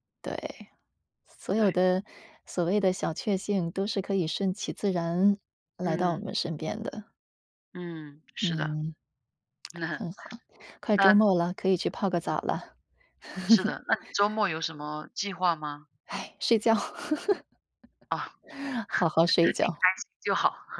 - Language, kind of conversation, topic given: Chinese, unstructured, 你怎么看待生活中的小确幸？
- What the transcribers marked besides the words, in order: chuckle; chuckle; sigh; laugh; chuckle; laughing while speaking: "你开心就好"; chuckle